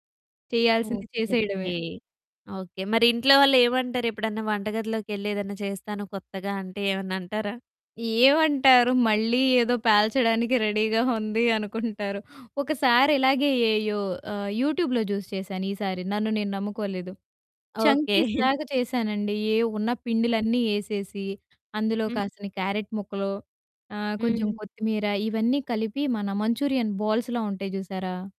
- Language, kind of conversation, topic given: Telugu, podcast, వంటలో చేసిన ప్రయోగాలు విఫలమైనప్పుడు మీరు ఏమి నేర్చుకున్నారు?
- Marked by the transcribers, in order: in English: "రెడీగా"; in English: "యూట్యూబ్‌లో"; in English: "చంకీస్‌లాగా"; laughing while speaking: "ఓకే"; other background noise; in English: "మంచూరియన్ బాల్స్‌లా"